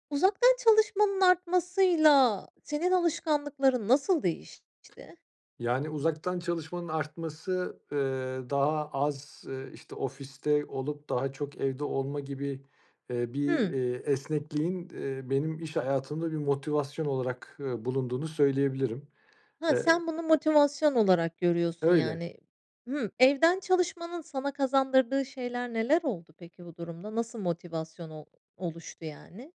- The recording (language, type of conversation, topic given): Turkish, podcast, Uzaktan çalışmanın yaygınlaşmasıyla alışkanlıklarımız sence nasıl değişti?
- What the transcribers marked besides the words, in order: other background noise